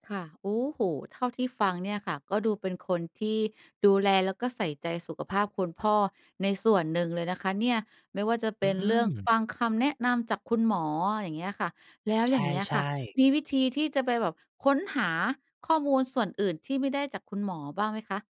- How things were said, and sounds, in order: none
- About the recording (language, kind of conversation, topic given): Thai, podcast, เวลาทำอาหารเพื่อดูแลคนป่วย คุณมีวิธีจัดการอย่างไรบ้าง?